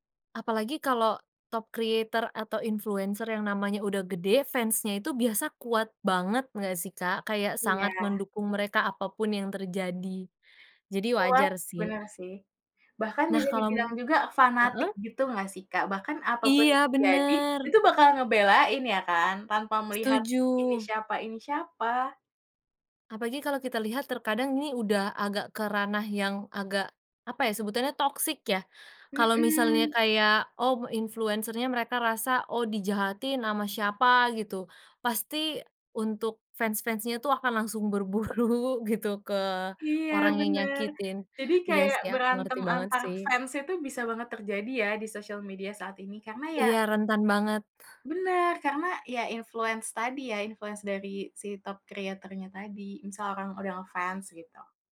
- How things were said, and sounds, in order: in English: "creator"; other background noise; tapping; laughing while speaking: "berburu"; in English: "influence"; in English: "influence"
- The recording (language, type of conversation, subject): Indonesian, podcast, Menurutmu, bagaimana pengaruh media sosial terhadap gayamu?